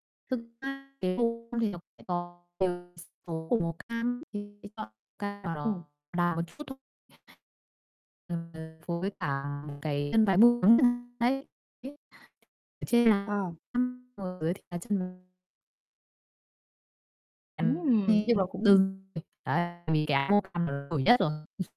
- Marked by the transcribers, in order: distorted speech; unintelligible speech; unintelligible speech; other background noise; unintelligible speech; unintelligible speech; unintelligible speech; unintelligible speech; unintelligible speech; unintelligible speech; tapping; unintelligible speech; chuckle
- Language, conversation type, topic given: Vietnamese, podcast, Bạn nghĩ màu sắc quần áo ảnh hưởng đến tâm trạng của mình như thế nào?